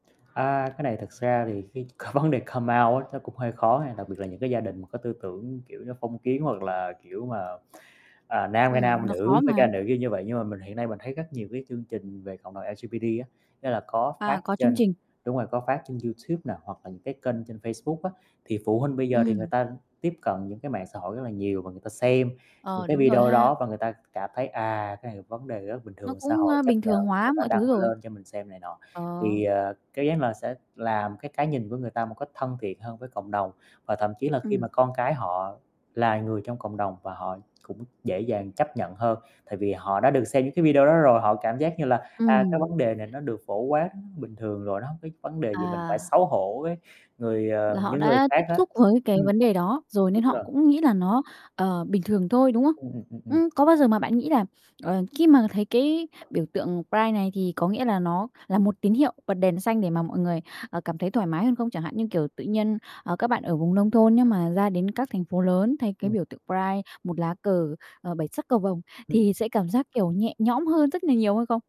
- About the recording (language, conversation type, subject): Vietnamese, podcast, Bạn cảm thấy thế nào khi nhìn thấy biểu tượng Tự hào ngoài đường phố?
- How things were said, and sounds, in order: static; other background noise; laughing while speaking: "vấn đề"; in English: "come out"; tapping; in English: "L-G-B-T"; unintelligible speech; in English: "pride"; in English: "pride"